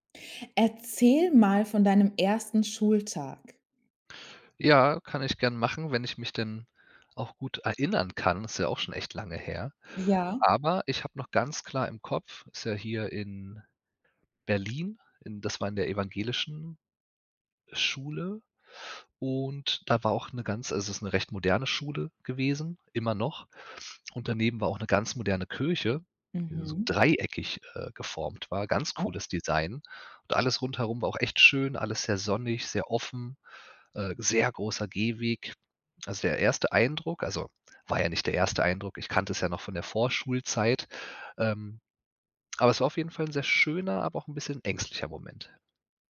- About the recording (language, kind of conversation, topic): German, podcast, Kannst du von deinem ersten Schultag erzählen?
- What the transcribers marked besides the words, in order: none